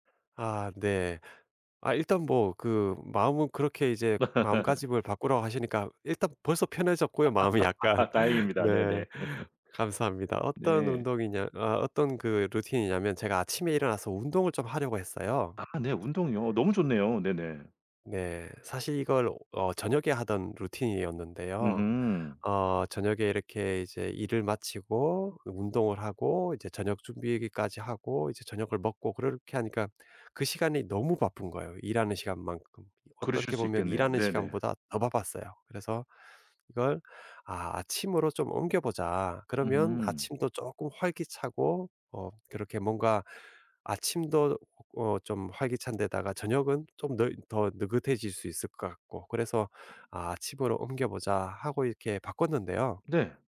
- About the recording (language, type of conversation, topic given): Korean, advice, 아침 일과를 만들었는데도 자꾸 미루게 되는 이유는 무엇인가요?
- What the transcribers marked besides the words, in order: laugh; other background noise; laugh; laughing while speaking: "약간"; laugh; tapping